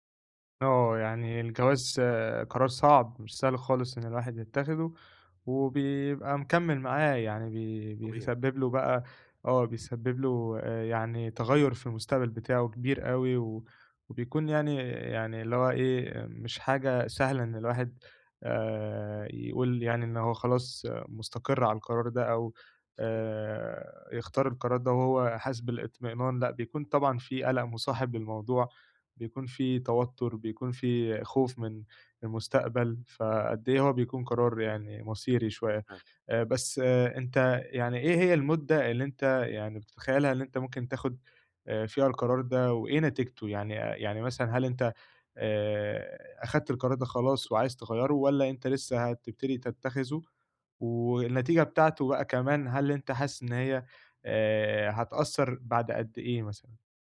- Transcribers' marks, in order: tapping
- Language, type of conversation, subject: Arabic, advice, إزاي أتخيّل نتائج قرارات الحياة الكبيرة في المستقبل وأختار الأحسن؟